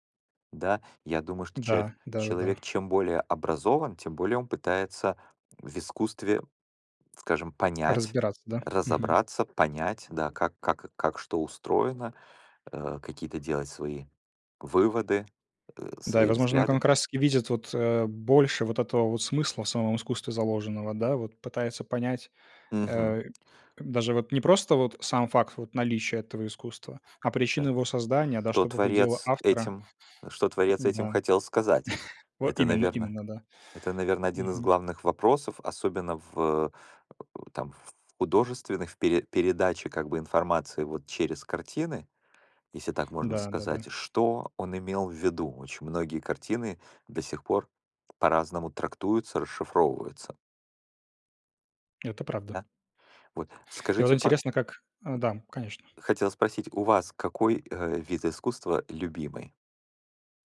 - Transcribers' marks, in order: tapping; other background noise; chuckle
- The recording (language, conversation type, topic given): Russian, unstructured, Какую роль играет искусство в нашей жизни?